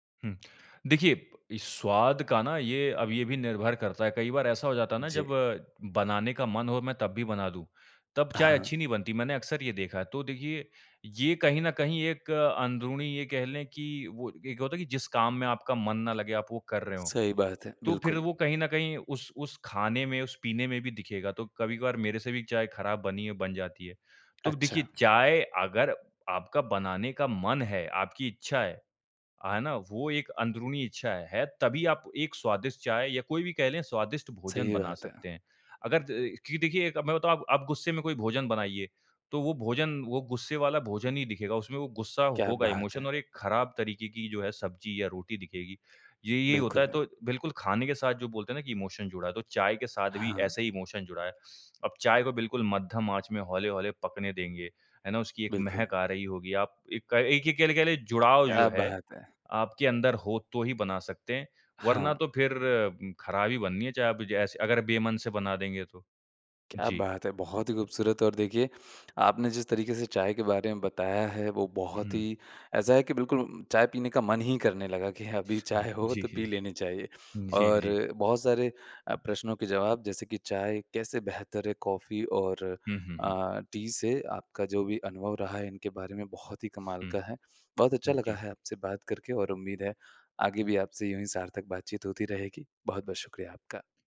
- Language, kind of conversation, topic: Hindi, podcast, चाय या कॉफ़ी आपके ध्यान को कैसे प्रभावित करती हैं?
- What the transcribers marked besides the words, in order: tapping; other background noise; in English: "इमोशन"; in English: "इमोशन"; in English: "इमोशन"; laughing while speaking: "जी"; laughing while speaking: "हो"; in English: "टी"